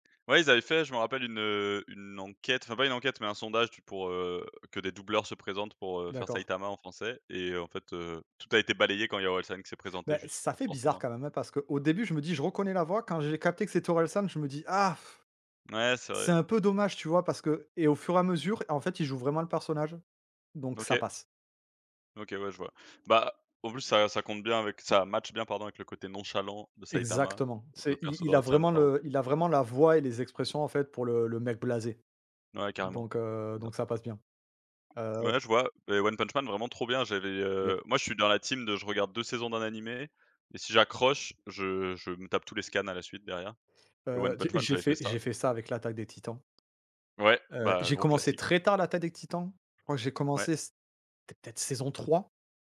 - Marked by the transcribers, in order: sigh; stressed: "très tard"
- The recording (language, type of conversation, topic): French, unstructured, Quelle série télé t’a le plus marqué récemment ?